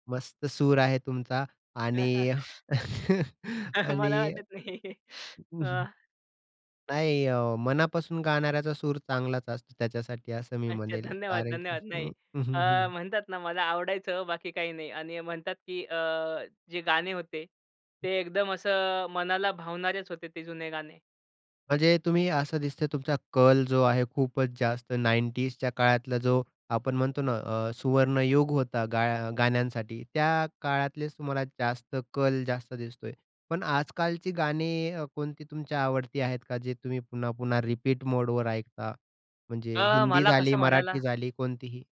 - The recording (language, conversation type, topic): Marathi, podcast, तुमच्या आयुष्यात वारंवार ऐकली जाणारी जुनी गाणी कोणती आहेत?
- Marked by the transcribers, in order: chuckle; sniff; laugh; chuckle; sniff; other background noise; in English: "नाइंटीजच्या"; in English: "मोडवर"